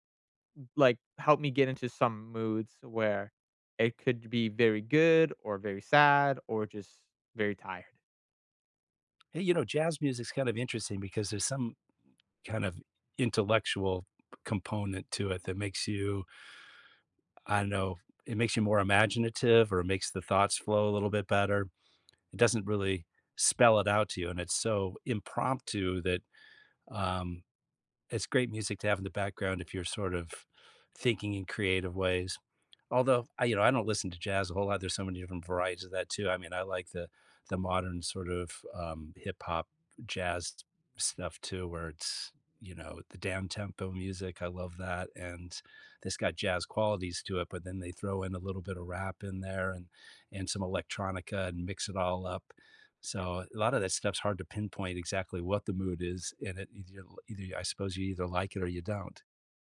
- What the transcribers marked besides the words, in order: other background noise; tapping
- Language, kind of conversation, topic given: English, unstructured, How do you think music affects your mood?